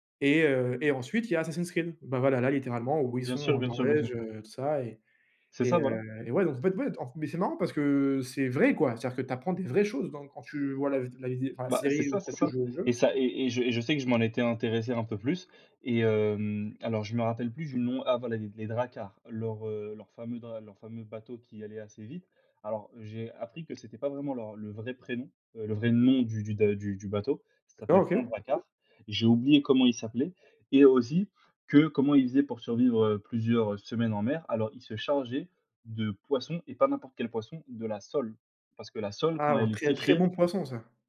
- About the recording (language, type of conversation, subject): French, unstructured, Quelle série télévisée recommanderais-tu à un ami ?
- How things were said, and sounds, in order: tapping; other background noise; stressed: "vrai"; stressed: "vraies"; stressed: "sole"